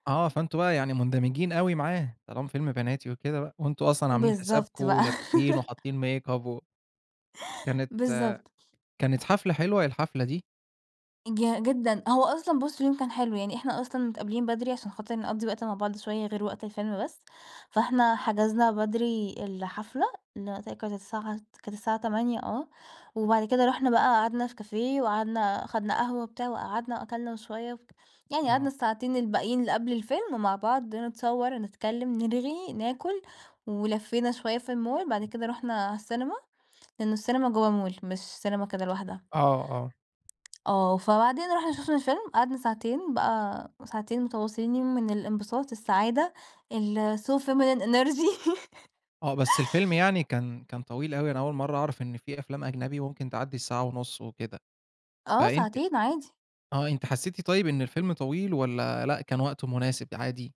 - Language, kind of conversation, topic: Arabic, podcast, فاكر أول فيلم شفته في السينما كان إيه؟
- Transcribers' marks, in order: chuckle; in English: "makeup"; tapping; other background noise; in English: "الso feminine energy"; chuckle